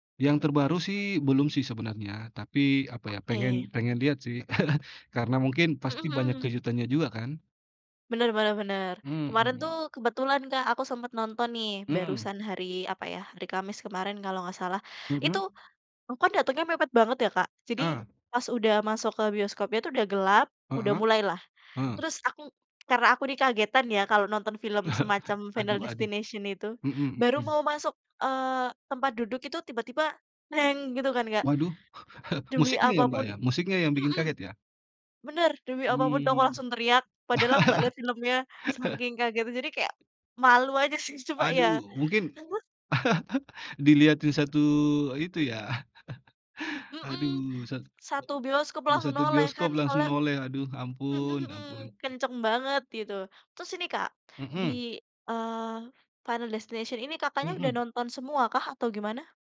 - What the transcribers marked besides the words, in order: tapping; laugh; chuckle; other background noise; chuckle; other noise; laugh; laughing while speaking: "sih"; unintelligible speech; laugh; chuckle
- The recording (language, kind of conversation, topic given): Indonesian, unstructured, Apa film terakhir yang membuat kamu terkejut?